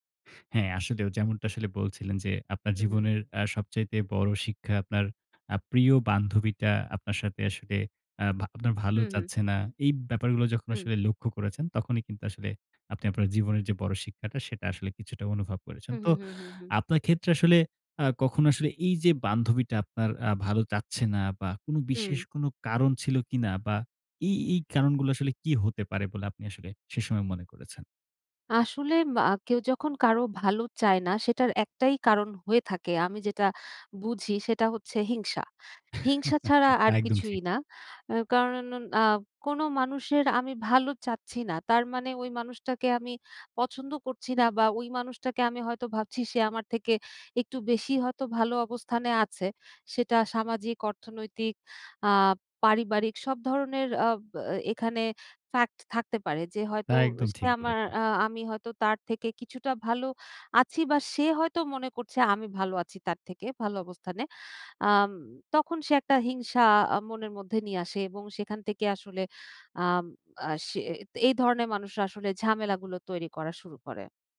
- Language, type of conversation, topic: Bengali, podcast, জীবনে সবচেয়ে বড় শিক্ষা কী পেয়েছো?
- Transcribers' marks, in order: chuckle